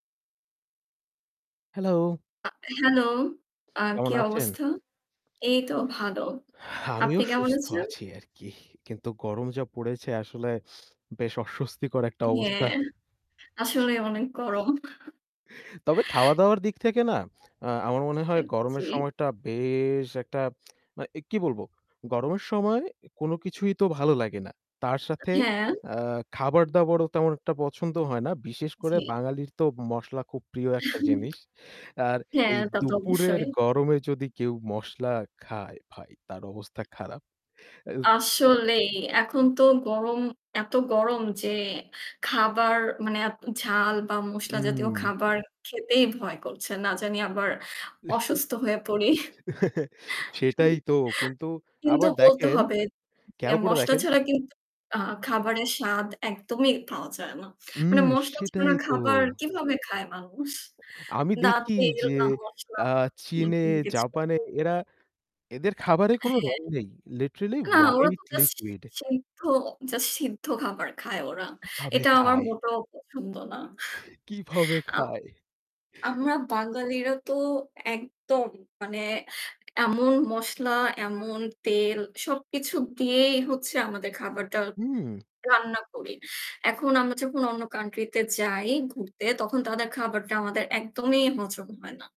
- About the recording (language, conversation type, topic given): Bengali, unstructured, সুগন্ধি মসলা কীভাবে খাবারের স্বাদ বাড়ায়?
- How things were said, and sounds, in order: static; tapping; other background noise; chuckle; drawn out: "বেশ"; lip smack; chuckle; unintelligible speech; chuckle; distorted speech; other noise; in English: "লিটারেলি হোয়াইট লিকুইড"; horn